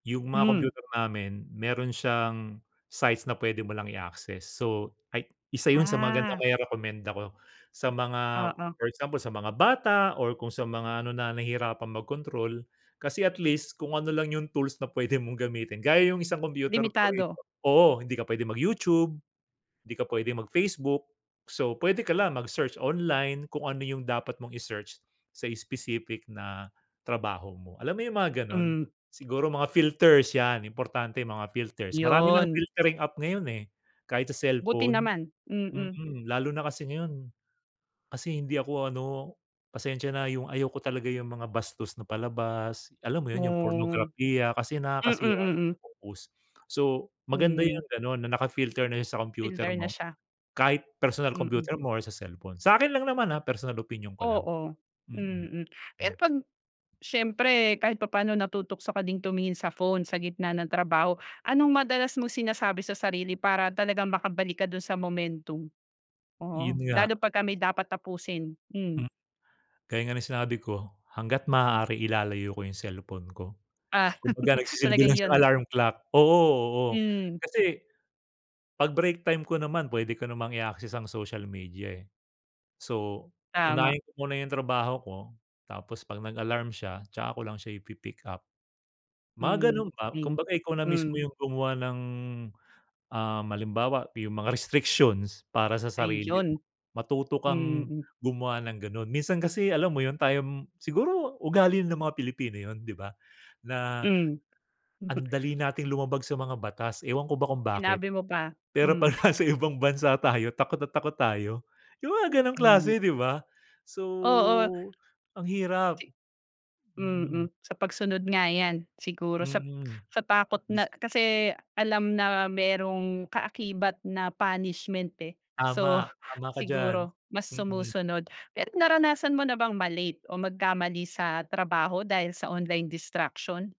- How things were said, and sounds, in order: other background noise; tapping; laugh; chuckle; laughing while speaking: "nasa"; drawn out: "So"
- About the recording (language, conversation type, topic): Filipino, podcast, Paano mo hinahati ang oras mo sa pakikipag-ugnayan sa mga platapormang panlipunan at sa trabaho?